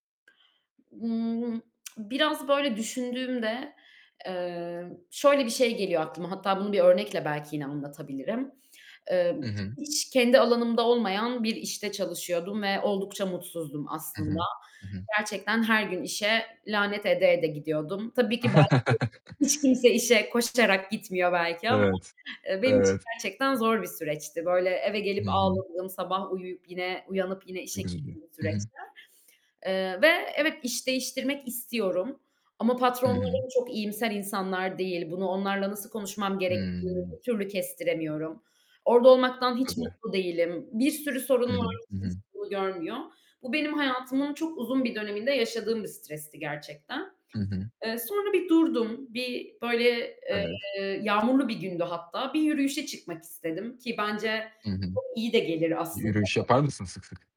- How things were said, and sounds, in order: lip smack; distorted speech; other background noise; chuckle
- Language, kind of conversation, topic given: Turkish, podcast, Stresle başa çıkmak için hangi yöntemleri kullanıyorsun, örnek verebilir misin?